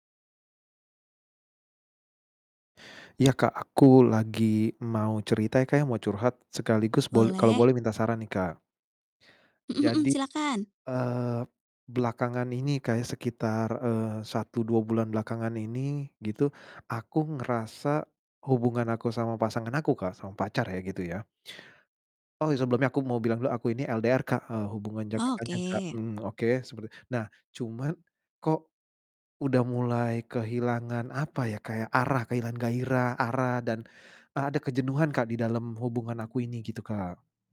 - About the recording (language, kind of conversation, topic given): Indonesian, advice, Bagaimana cara mengatasi rasa bosan atau hilangnya gairah dalam hubungan jangka panjang?
- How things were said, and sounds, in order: tapping; distorted speech